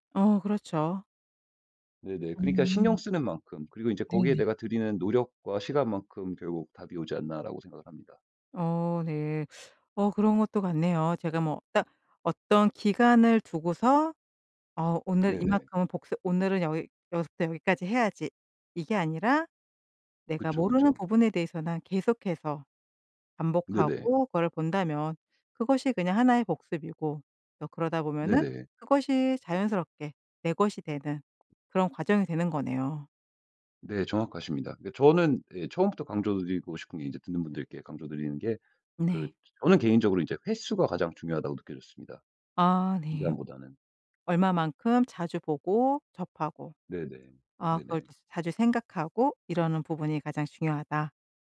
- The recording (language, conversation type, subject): Korean, podcast, 효과적으로 복습하는 방법은 무엇인가요?
- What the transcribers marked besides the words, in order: tapping; other background noise